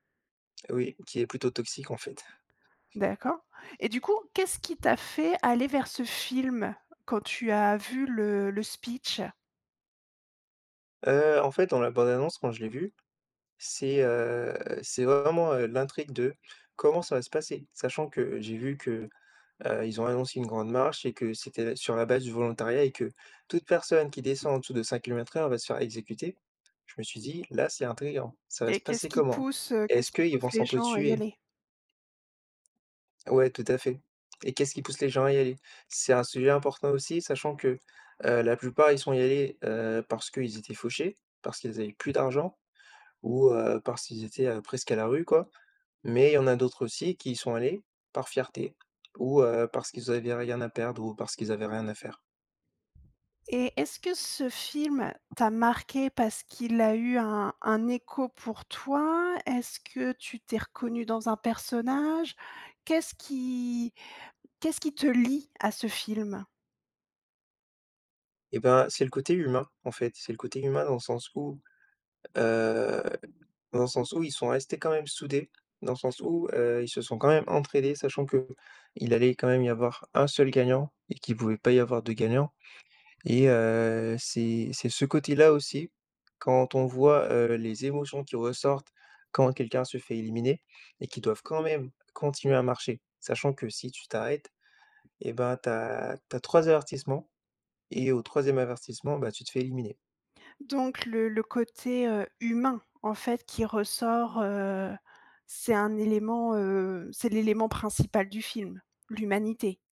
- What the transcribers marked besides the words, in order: tapping; other background noise
- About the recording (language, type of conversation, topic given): French, podcast, Peux-tu me parler d’un film qui t’a marqué récemment ?